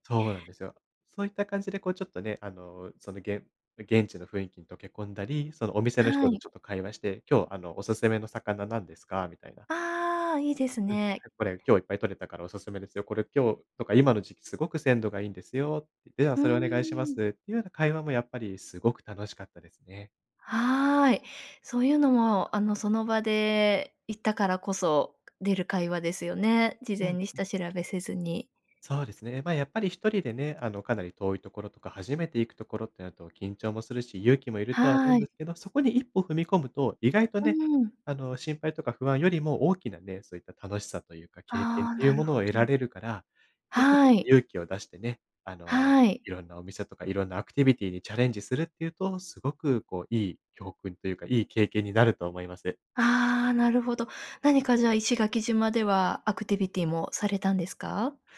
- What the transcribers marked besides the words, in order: other noise
- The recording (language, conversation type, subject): Japanese, podcast, 旅行で学んだ大切な教訓は何ですか？